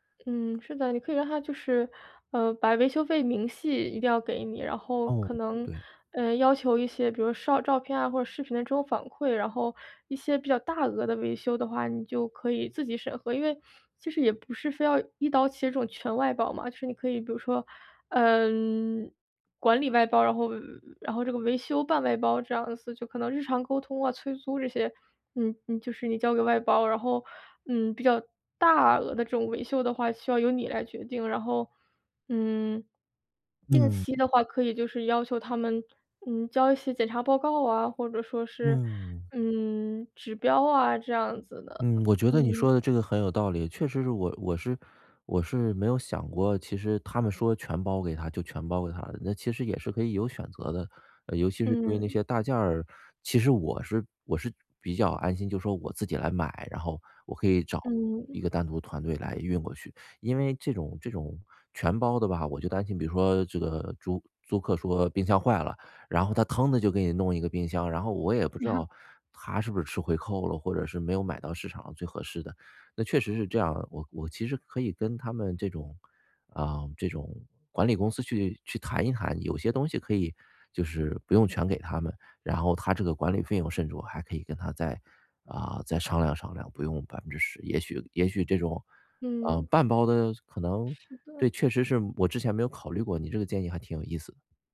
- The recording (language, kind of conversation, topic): Chinese, advice, 我怎样通过外包节省更多时间？
- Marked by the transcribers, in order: other background noise; "租" said as "猪"; chuckle